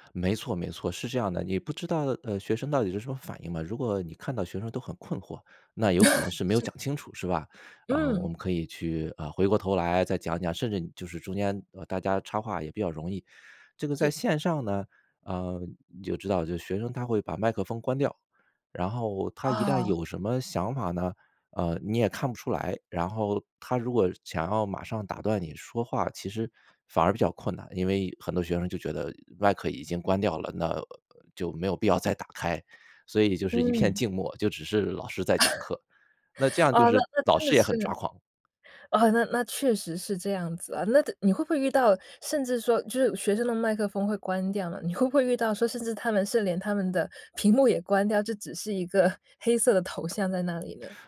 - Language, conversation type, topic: Chinese, podcast, 你怎么看现在的线上教学模式？
- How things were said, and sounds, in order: laugh; laugh; laughing while speaking: "屏幕"; laughing while speaking: "个"; tapping